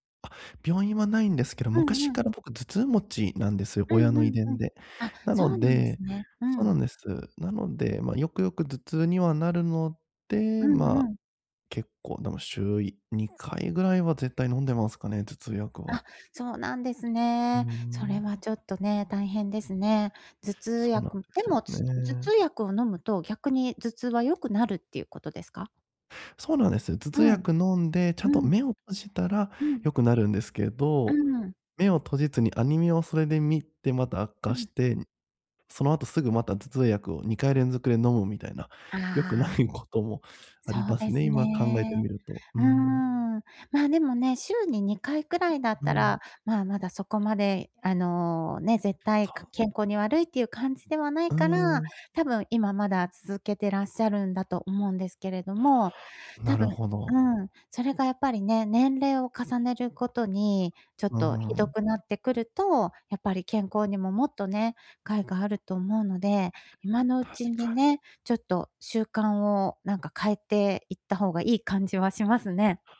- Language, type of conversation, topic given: Japanese, advice, 就寝前にスマホや画面をつい見てしまう習慣をやめるにはどうすればいいですか？
- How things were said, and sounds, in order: laughing while speaking: "ない"